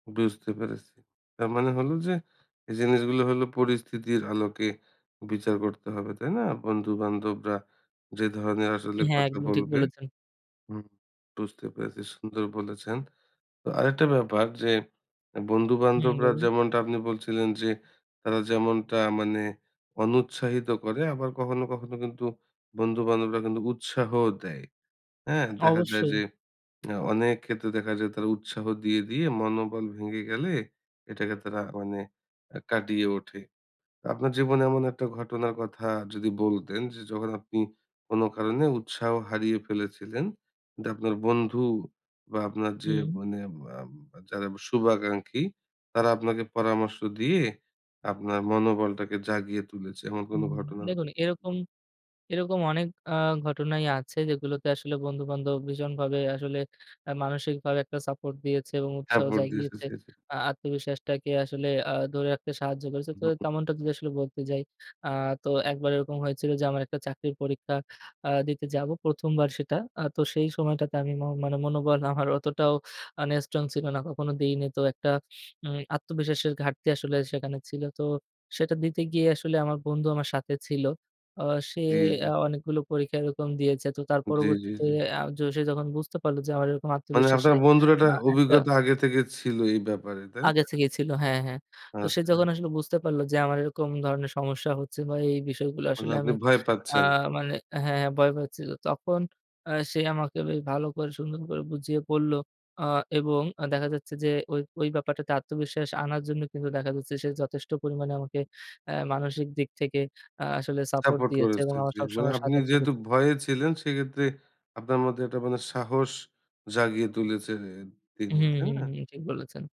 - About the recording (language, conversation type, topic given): Bengali, podcast, আপনি আত্মবিশ্বাস হারানোর পর কীভাবে আবার আত্মবিশ্বাস ফিরে পেয়েছেন?
- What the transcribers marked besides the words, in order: other background noise